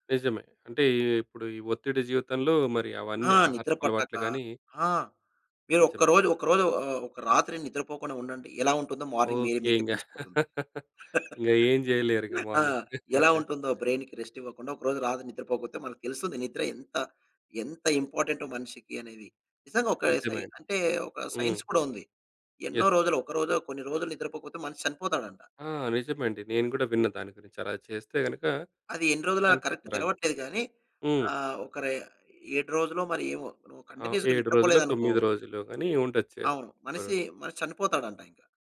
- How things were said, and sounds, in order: tapping; in English: "మార్నింగ్"; chuckle; in English: "బ్రైన్‌కి రెస్ట్"; in English: "మార్నింగ్"; chuckle; in English: "సైన్స్"; in English: "యెస్"; in English: "కరెక్ట్"; in English: "కంటిన్యూస్‌గా"
- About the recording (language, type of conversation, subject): Telugu, podcast, బాగా నిద్రపోవడానికి మీరు రాత్రిపూట పాటించే సరళమైన దైనందిన క్రమం ఏంటి?